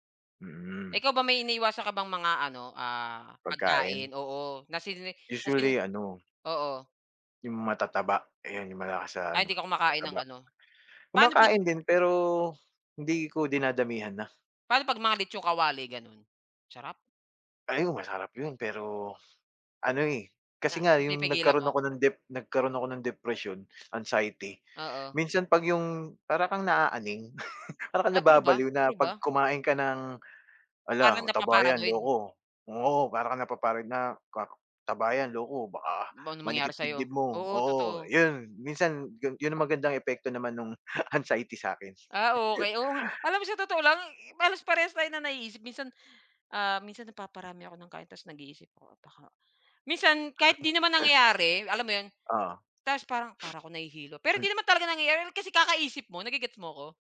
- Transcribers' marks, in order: other noise; background speech; tapping; sniff; inhale; chuckle; chuckle; chuckle
- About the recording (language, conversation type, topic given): Filipino, unstructured, Ano ang ginagawa mo para manatiling malusog ang katawan mo?